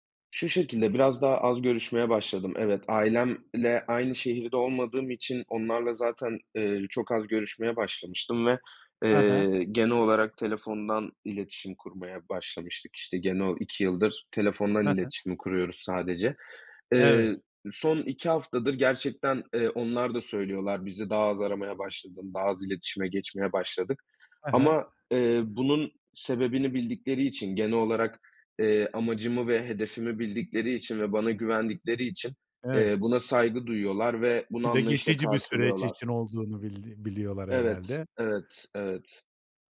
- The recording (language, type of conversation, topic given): Turkish, podcast, Ekran süresini azaltmak için ne yapıyorsun?
- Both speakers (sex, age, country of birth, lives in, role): male, 25-29, Turkey, Poland, guest; male, 55-59, Turkey, Spain, host
- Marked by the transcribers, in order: tapping